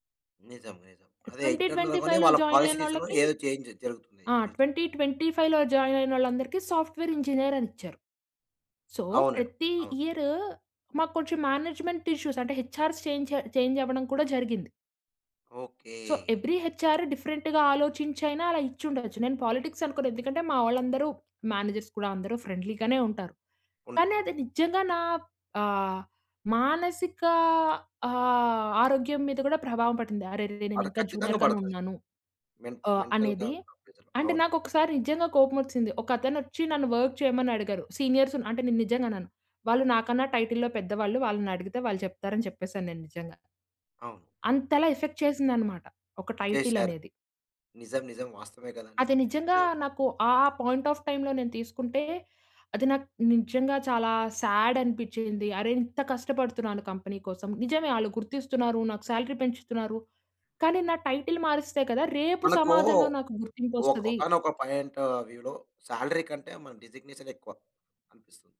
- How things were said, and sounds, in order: in English: "ఇంటర్నల్"; in English: "ట్వెంటీ ట్వెంటీ ఫైవ్‌లో జాయిన్"; in English: "పాలిసీస్‌లో"; in English: "చేంజ్"; in English: "ట్వెంటీ ట్వెంటీ ఫైవ్‌లో జాయిన్"; in English: "సాఫ్ట్వేర్ ఇంజినీర్"; in English: "సో"; in English: "ఇయర్"; in English: "మేనేజ్మెంట్ ఇష్యూస్"; in English: "హెచ్ఆర్స్ చేంజ చేంజ్"; in English: "సో, ఎవ్రి హెచ్ఆర్ డిఫరెంట్‌గా"; in English: "పాలిటిక్స్"; in English: "మేనేజర్స్"; in English: "ఫ్రెండ్లీ"; in English: "జూనియర్"; in English: "మెంట్ మెంటల్‌గా ప్రెషర్"; in English: "వర్క్"; in English: "సీనియర్స్"; in English: "టైటిల్లో"; in English: "ఎఫెక్ట్"; in English: "టైటిల్"; in English: "పాయింట్ ఆఫ్ టైమ్‌లో"; in English: "సాడ్"; in English: "కంపెనీ"; in English: "సాలరీ"; in English: "టైటిల్"; in English: "పాయింట్ వ్యూలో సాలరీ"; in English: "డిజిగ్నేషన్"
- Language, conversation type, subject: Telugu, podcast, ఉద్యోగ హోదా మీకు ఎంత ప్రాముఖ్యంగా ఉంటుంది?